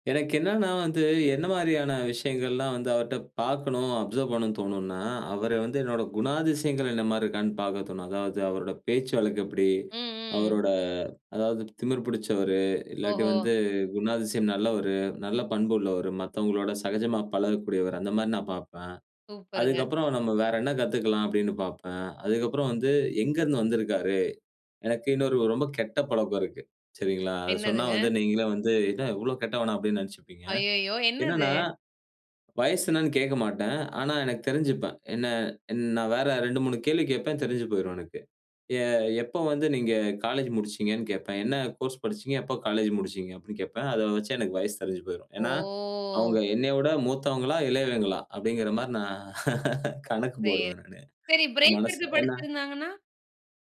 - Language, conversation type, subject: Tamil, podcast, புதிய இடத்தில் நண்பர்களை எப்படிப் பழகிக் கொள்வது?
- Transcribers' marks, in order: in English: "அப்சர்வ்"; drawn out: "ஓ!"; laugh; in English: "பிரேக்"